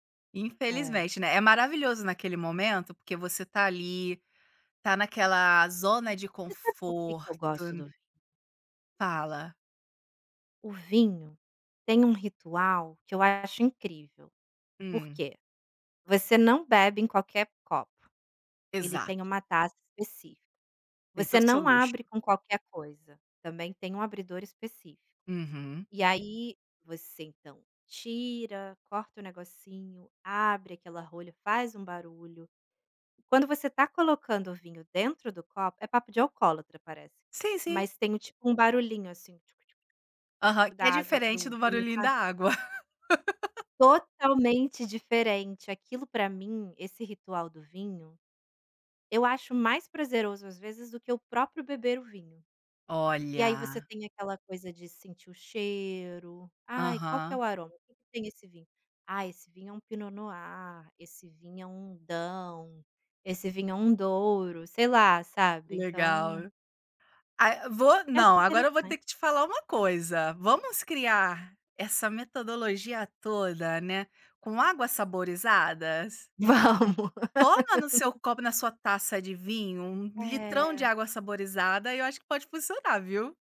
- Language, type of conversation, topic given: Portuguese, advice, Como o seu consumo de álcool tem piorado a qualidade do seu sono?
- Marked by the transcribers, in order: other noise; laugh; drawn out: "Olha"; laugh